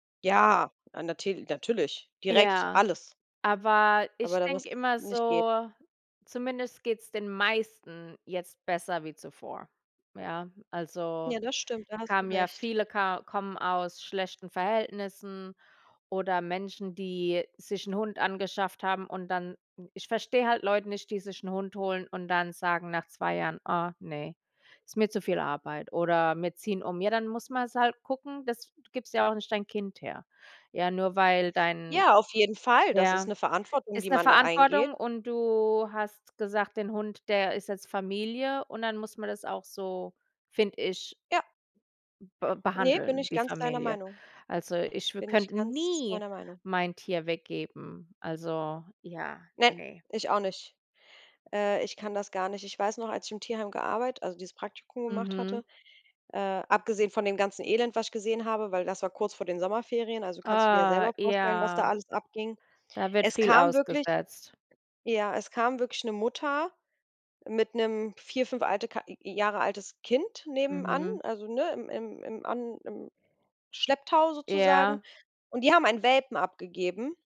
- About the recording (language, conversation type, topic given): German, unstructured, Wann fühlst du dich mit dir selbst am glücklichsten?
- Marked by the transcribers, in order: put-on voice: "Ja"; stressed: "meisten"; stressed: "nie"; drawn out: "Oh, ja"; other background noise